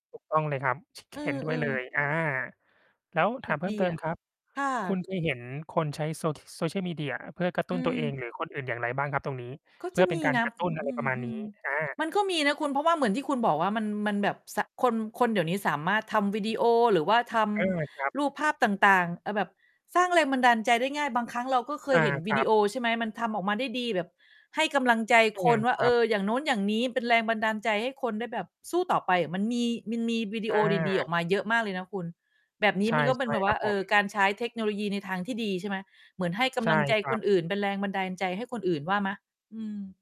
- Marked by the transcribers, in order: distorted speech; mechanical hum
- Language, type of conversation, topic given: Thai, unstructured, คุณคิดว่าเทคโนโลยีสามารถช่วยสร้างแรงบันดาลใจในชีวิตได้ไหม?